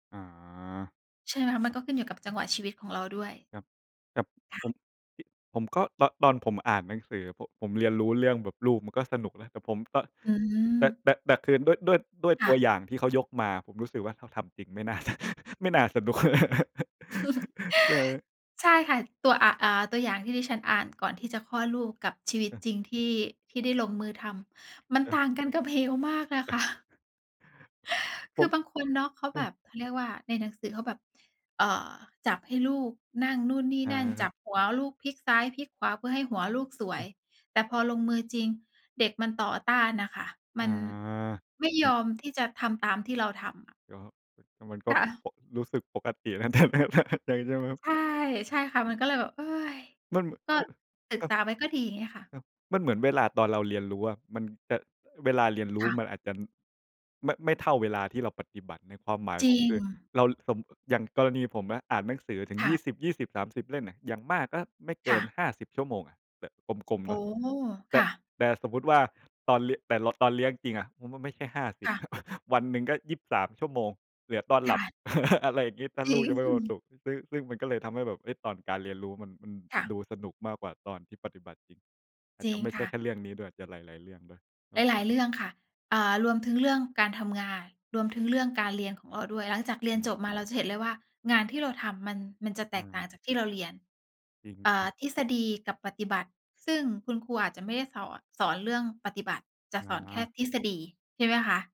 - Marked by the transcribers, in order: tapping; laughing while speaking: "ไม่น่าจะ ไม่น่าสนุก"; laugh; chuckle; laughing while speaking: "คะ"; inhale; laughing while speaking: "ค่ะ"; laughing while speaking: "แต่ แต่ แต่ ใช่ไหมครับ ?"; sigh; chuckle; laugh; laughing while speaking: "จริง"
- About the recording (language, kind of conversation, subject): Thai, unstructured, การเรียนรู้ที่สนุกที่สุดในชีวิตของคุณคืออะไร?